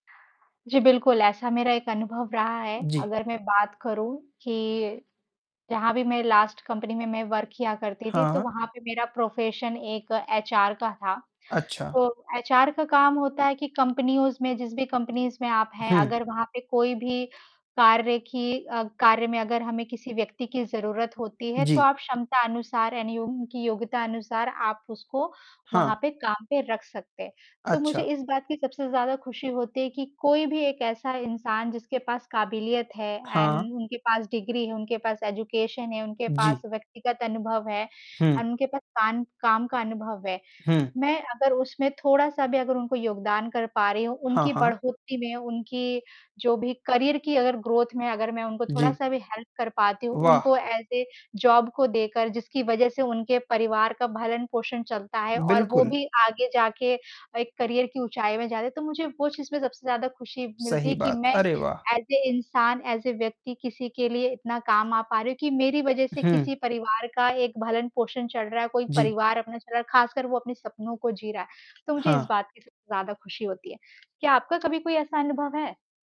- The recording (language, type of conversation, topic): Hindi, unstructured, आपको अपने काम का सबसे मज़ेदार हिस्सा क्या लगता है?
- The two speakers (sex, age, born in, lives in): female, 30-34, India, India; male, 55-59, India, India
- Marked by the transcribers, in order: distorted speech; mechanical hum; in English: "लास्ट कंपनी"; in English: "वर्क"; in English: "प्रोफ़ेशन"; in English: "कंपनीयोज़"; in English: "कंपनीज़"; unintelligible speech; in English: "एंड"; in English: "एजुकेशन"; in English: "एंड"; in English: "करियर"; in English: "ग्रोथ"; in English: "हेल्प"; in English: "एज़ अ जॉब"; in English: "करियर"; in English: "एज़ अ"; in English: "एज़ अ"; tapping